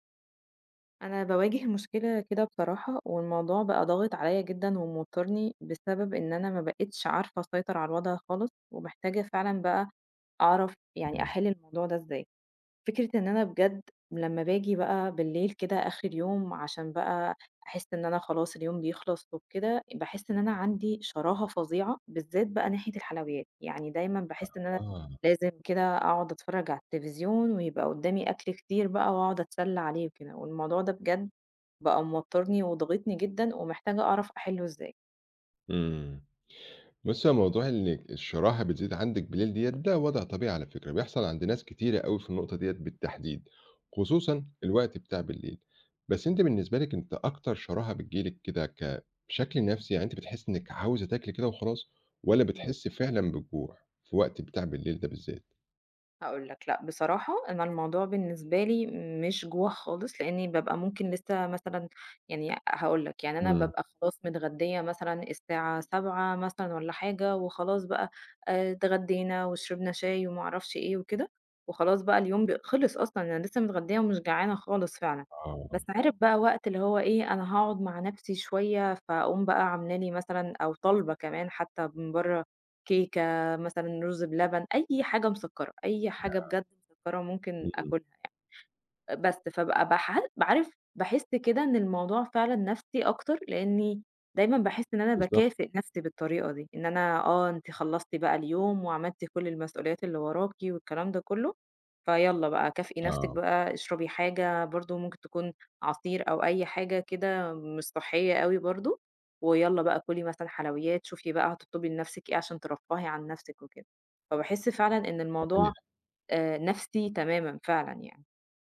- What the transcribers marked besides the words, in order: tapping
- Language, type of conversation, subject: Arabic, advice, إزاي أقدر أتعامل مع الشراهة بالليل وإغراء الحلويات؟